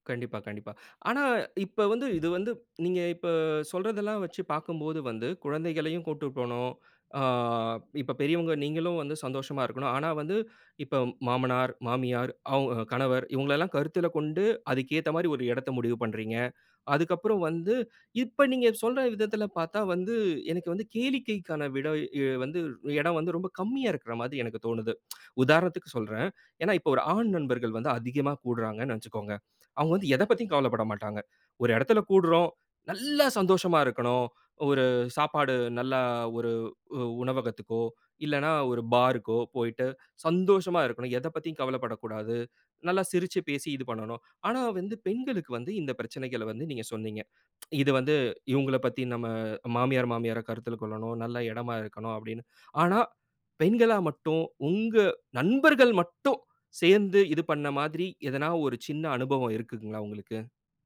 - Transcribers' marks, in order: tsk; tongue click; tsk
- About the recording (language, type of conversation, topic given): Tamil, podcast, நண்பர்களுடன் சேர்ந்து செய்யும் பொழுதுபோக்குகளில் உங்களுக்கு மிகவும் பிடித்தது எது?